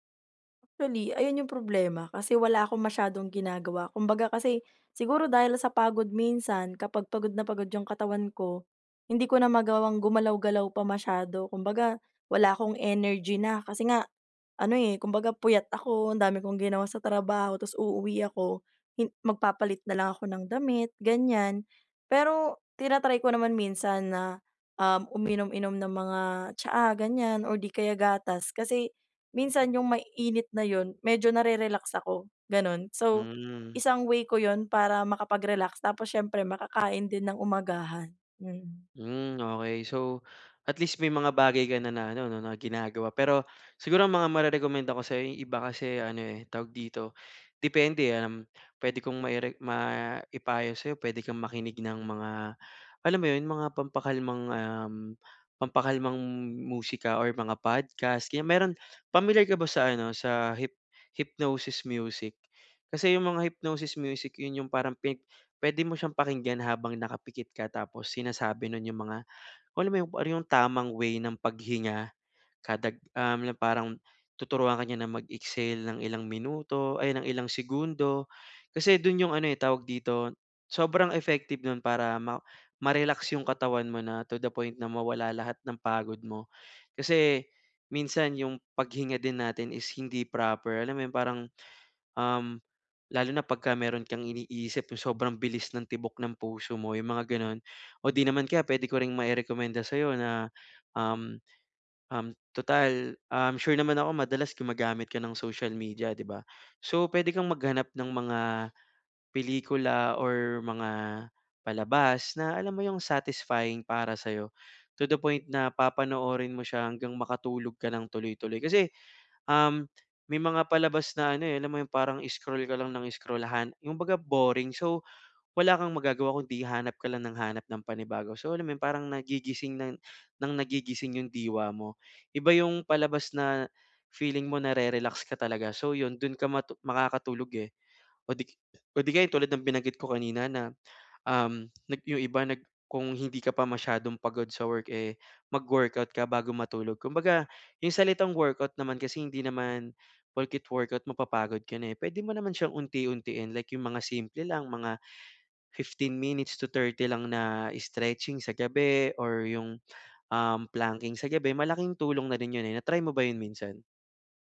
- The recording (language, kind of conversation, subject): Filipino, advice, Paano ako makakapagpahinga at makarelaks kung madalas akong naaabala ng ingay o mga alalahanin?
- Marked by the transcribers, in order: none